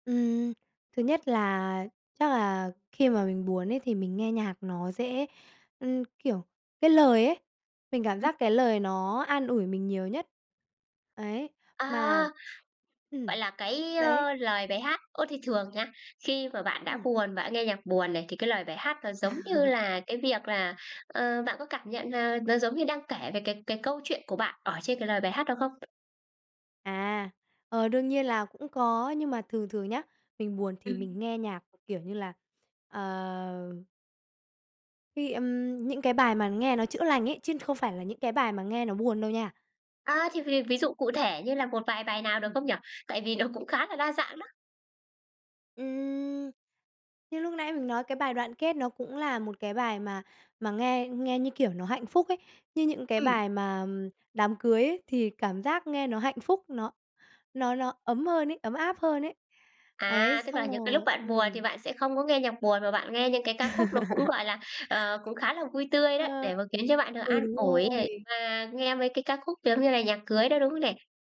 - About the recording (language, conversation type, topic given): Vietnamese, podcast, Khi buồn, bạn thường nghe gì để tự an ủi?
- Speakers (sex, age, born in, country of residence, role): female, 35-39, Vietnam, Vietnam, host; male, 20-24, Vietnam, Vietnam, guest
- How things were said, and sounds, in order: chuckle; tapping; laughing while speaking: "nó cũng"; laugh